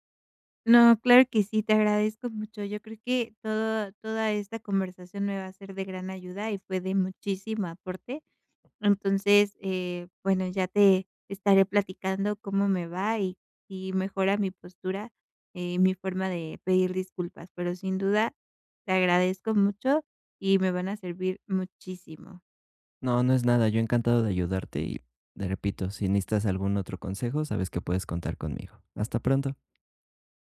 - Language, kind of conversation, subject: Spanish, advice, ¿Cómo puedo pedir disculpas con autenticidad sin sonar falso ni defensivo?
- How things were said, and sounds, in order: other background noise; tapping